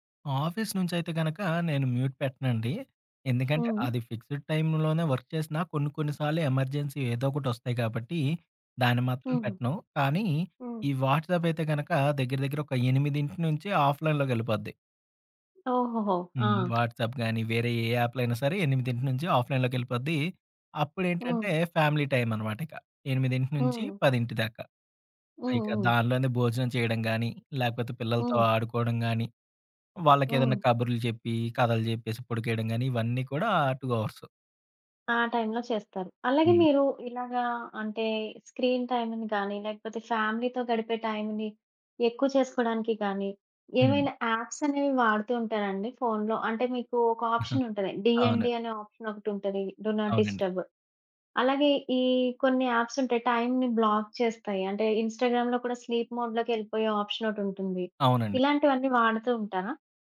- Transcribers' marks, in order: in English: "ఆఫీస్"; in English: "మ్యూట్"; in English: "ఫిక్స్‌డ్ టైమ్‌లోనే వర్క్"; in English: "ఎమర్జెన్సీ"; in English: "వాట్సాప్"; in English: "ఆఫ్‌లైన్"; tapping; in English: "వాట్సాప్"; in English: "ఆఫ్‌లైన్‌లోకి"; in English: "ఫ్యామిలీ"; in English: "టూ"; in English: "స్క్రీన్"; in English: "ఫ్యామిలీతో"; in English: "ఆప్స్"; in English: "ఆప్షన్"; in English: "డీఎన్‌డి"; chuckle; in English: "ఆప్షన్"; in English: "డు నాట్ డిస్టర్బ్"; in English: "ఆప్స్"; in English: "బ్లాక్"; in English: "ఇన్‌స్టా‌గ్రామ్‌లో"; in English: "స్లీప్ మోడ్"; in English: "ఆప్షన్"
- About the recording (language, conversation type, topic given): Telugu, podcast, ఆన్‌లైన్, ఆఫ్‌లైన్ మధ్య సమతుల్యం సాధించడానికి సులభ మార్గాలు ఏవిటి?